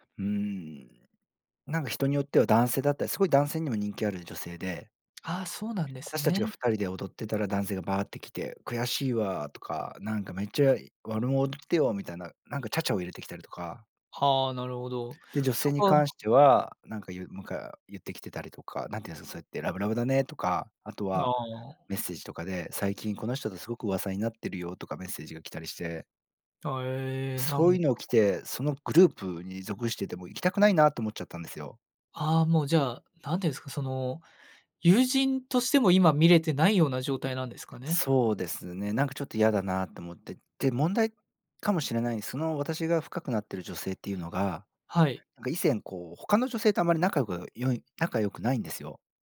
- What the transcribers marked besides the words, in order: unintelligible speech
- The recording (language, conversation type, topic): Japanese, advice, 友情と恋愛を両立させるうえで、どちらを優先すべきか迷ったときはどうすればいいですか？